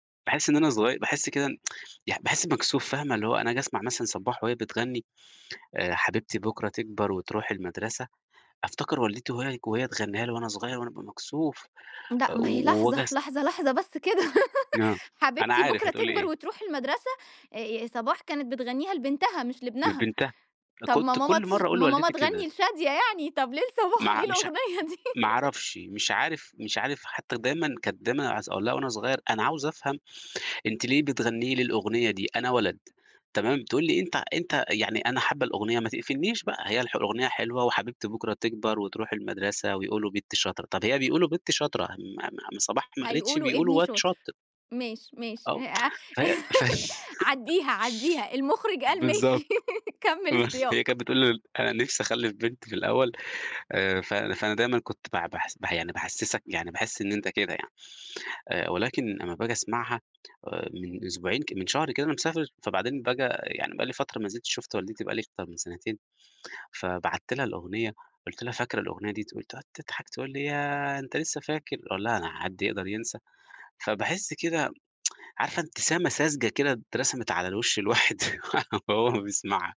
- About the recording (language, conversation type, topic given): Arabic, podcast, إيه دور العيلة في هويتك الفنية؟
- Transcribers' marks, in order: tsk; laugh; laughing while speaking: "ليه لصباح؟ ليه الأغنية دي؟"; other noise; laugh; tsk; unintelligible speech; laugh; laughing while speaking: "فهي"; chuckle; laughing while speaking: "ماشي"; unintelligible speech; laugh; tsk; laughing while speaking: "الواحد وهو بيسمعها"; laugh